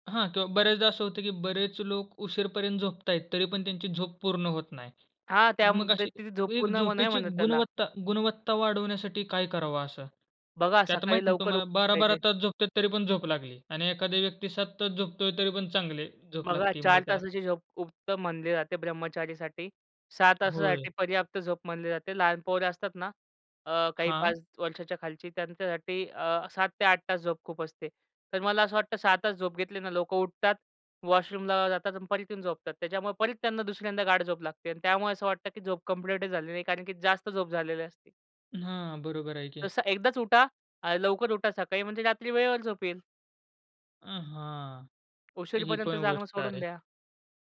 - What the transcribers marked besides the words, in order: other background noise; tapping
- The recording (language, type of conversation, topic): Marathi, podcast, झोपण्यापूर्वी तुमची छोटीशी दिनचर्या काय असते?